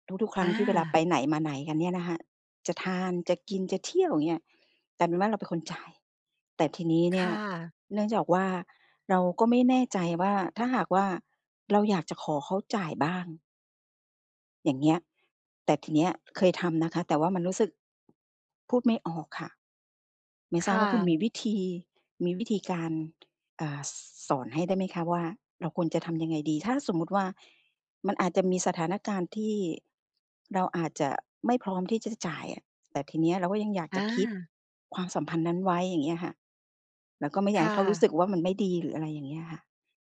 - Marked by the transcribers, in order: in English: "keep"
- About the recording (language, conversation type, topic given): Thai, advice, คุณควรเริ่มคุยเรื่องแบ่งค่าใช้จ่ายกับเพื่อนหรือคนรักอย่างไรเมื่อรู้สึกอึดอัด?